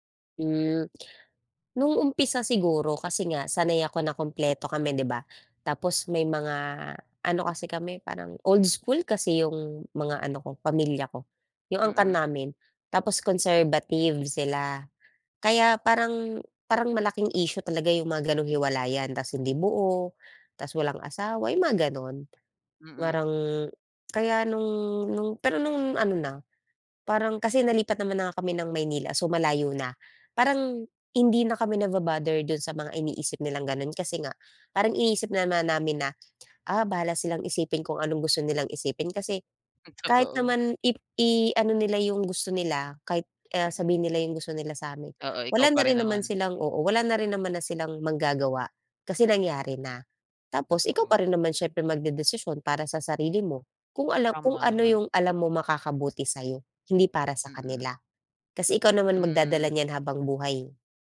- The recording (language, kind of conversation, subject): Filipino, podcast, Ano ang naging papel ng pamilya mo sa mga pagbabagong pinagdaanan mo?
- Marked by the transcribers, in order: tongue click; tapping; other background noise; tsk; in English: "naba-bother"